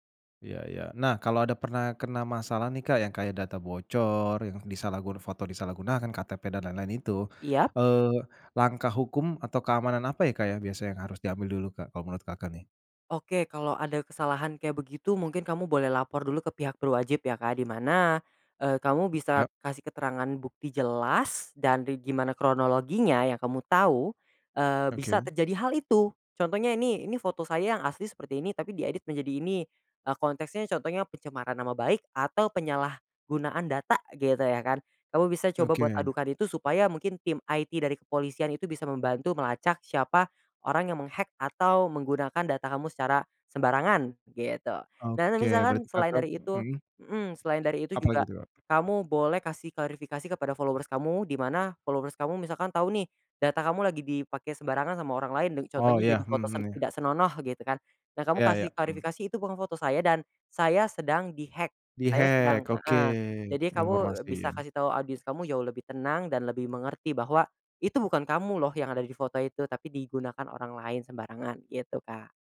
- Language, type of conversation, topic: Indonesian, podcast, Bagaimana cara menjaga privasi di akun media sosial?
- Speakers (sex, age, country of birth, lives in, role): male, 20-24, Indonesia, Indonesia, guest; male, 35-39, Indonesia, Indonesia, host
- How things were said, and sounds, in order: "Iya" said as "iyap"; in English: "IT"; in English: "meng-hack"; other background noise; in English: "followers"; in English: "followers"; in English: "di-hack"; in English: "Di-hack"; tapping